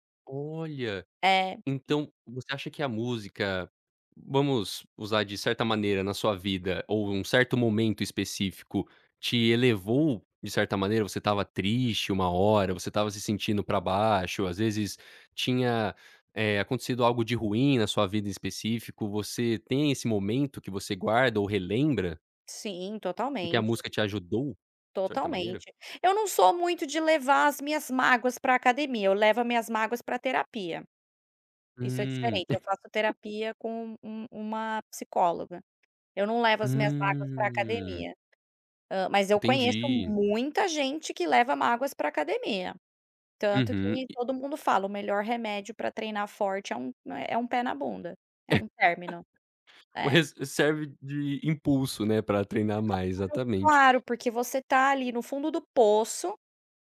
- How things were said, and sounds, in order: other noise; giggle; tapping; laugh
- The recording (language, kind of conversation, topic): Portuguese, podcast, Como a internet mudou a forma de descobrir música?
- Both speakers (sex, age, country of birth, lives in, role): female, 30-34, United States, Spain, guest; male, 18-19, United States, United States, host